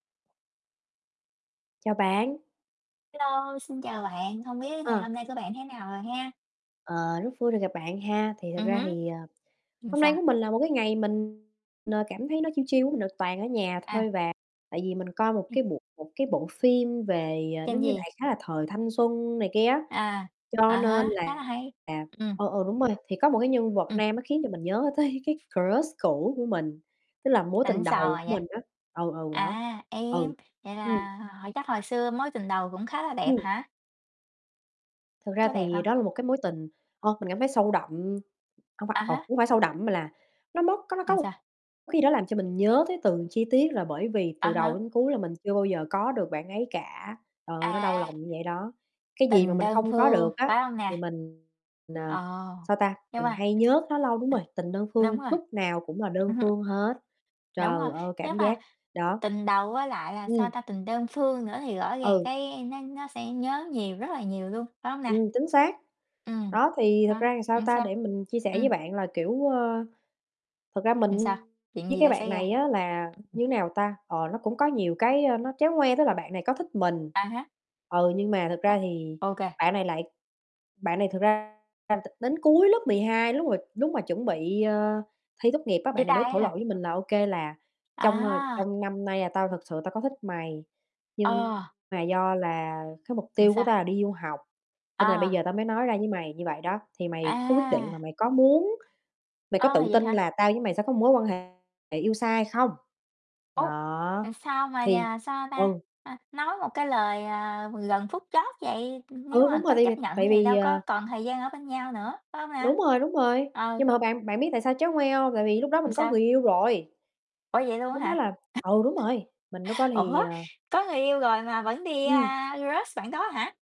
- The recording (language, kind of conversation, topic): Vietnamese, unstructured, Bạn nghĩ gì khi tình yêu không được đáp lại?
- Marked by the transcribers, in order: distorted speech; tapping; in English: "chill chill"; other noise; other background noise; laughing while speaking: "tới"; in English: "crush"; "thì" said as "ừn"; laugh; in English: "crush"